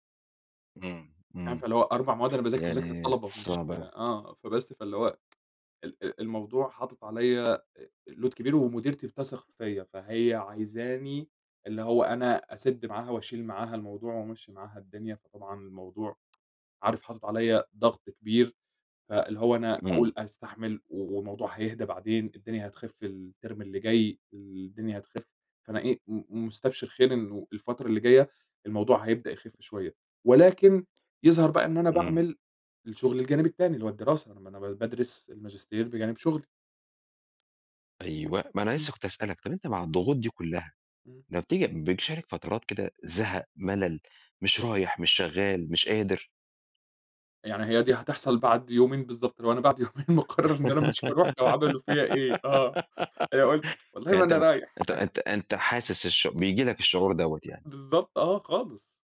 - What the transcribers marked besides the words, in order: tsk; in English: "load"; tsk; in English: "الترم"; giggle; laughing while speaking: "مقرر إن أنا مش هاروح"; chuckle
- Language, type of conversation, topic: Arabic, podcast, إزاي بتتعامل مع ضغط الشغل اليومي؟